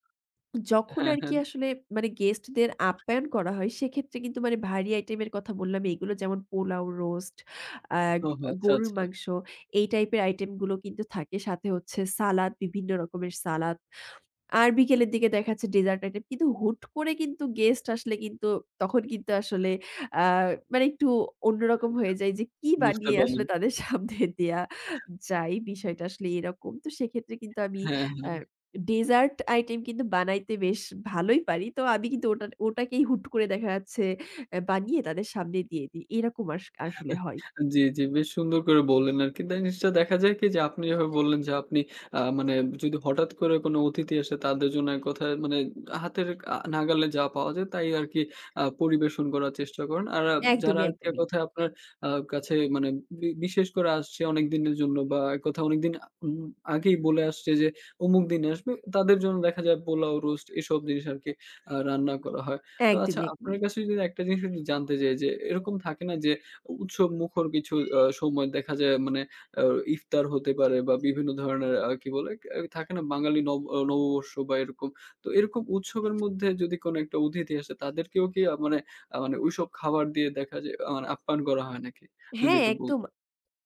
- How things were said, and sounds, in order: other background noise; other noise; unintelligible speech; laughing while speaking: "সামনে দেওয়া যায়?"; chuckle; tapping; horn
- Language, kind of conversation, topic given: Bengali, podcast, আপনি অতিথিদের জন্য কী ধরনের খাবার আনতে পছন্দ করেন?